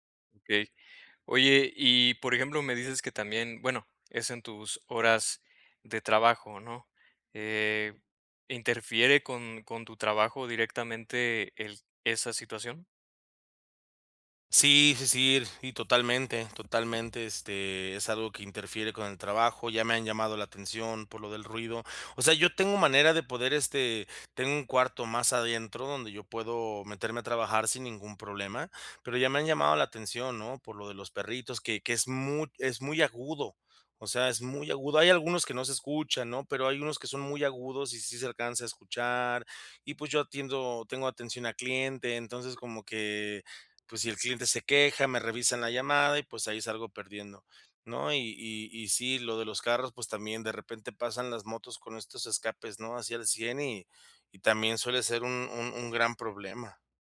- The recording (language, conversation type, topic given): Spanish, advice, ¿Por qué no puedo relajarme cuando estoy en casa?
- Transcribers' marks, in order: none